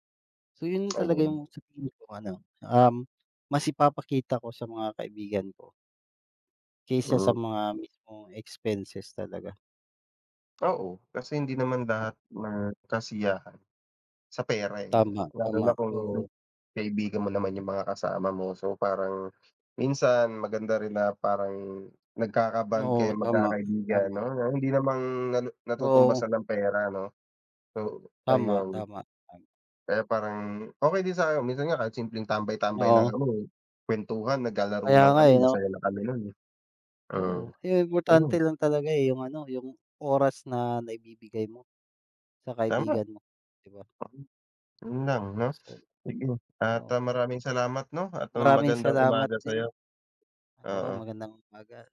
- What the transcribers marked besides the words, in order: tapping
- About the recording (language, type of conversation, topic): Filipino, unstructured, Paano mo mahihikayat ang mga kaibigan mong magbakasyon kahit kaunti lang ang badyet?